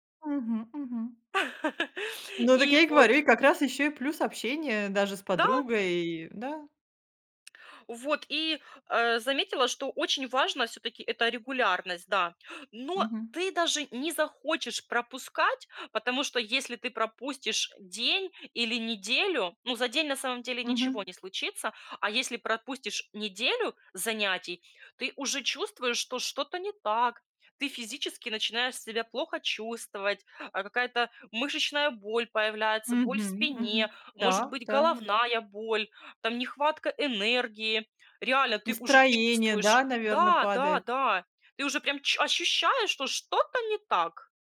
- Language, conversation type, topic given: Russian, podcast, Какие небольшие цели помогают выработать регулярность?
- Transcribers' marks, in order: laugh; tapping